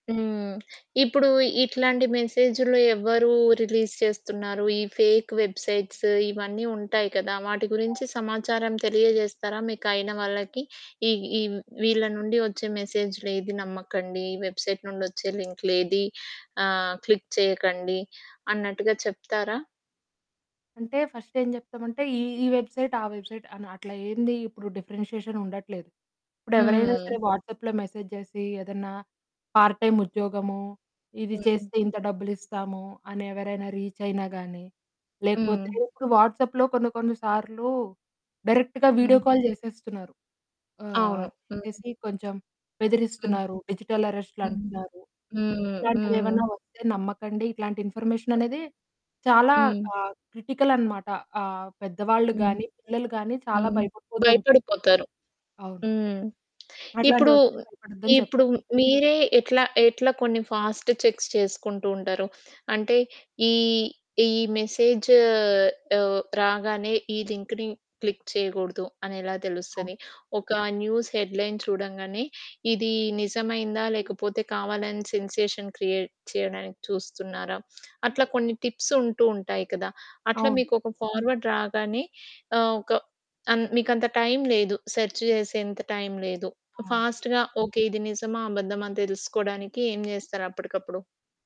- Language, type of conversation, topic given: Telugu, podcast, వాట్సాప్ గ్రూపుల్లో వచ్చే సమాచారాన్ని మీరు ఎలా వడపోసి నిజానిజాలు తెలుసుకుంటారు?
- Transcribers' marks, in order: tapping; in English: "రిలీజ్"; other background noise; in English: "వెబ్‌సైట్"; in English: "క్లిక్"; in English: "ఫస్ట్"; in English: "వెబ్‌సైట్"; in English: "వెబ్‌సైట్"; in English: "డిఫరెన్షియేషన్"; in English: "వాట్సాప్‌లో మెసేజ్"; in English: "పార్ట్ టైమ్"; in English: "రీచ్"; in English: "వాట్సాప్‌లో"; in English: "డైరెక్ట్‌గా వీడియో కాల్"; in English: "డిజిటల్"; in English: "ఇన్ఫర్మేషన్"; in English: "క్రిటికల్"; static; in English: "ఫాస్ట్ చెక్స్"; in English: "క్లిక్"; in English: "న్యూస్ హెడ్‌లైన్"; in English: "సెన్సేషన్ క్రియేట్"; in English: "టిప్స్"; in English: "ఫార్వర్డ్"; in English: "సెర్చ్"; in English: "ఫాస్ట్‌గా"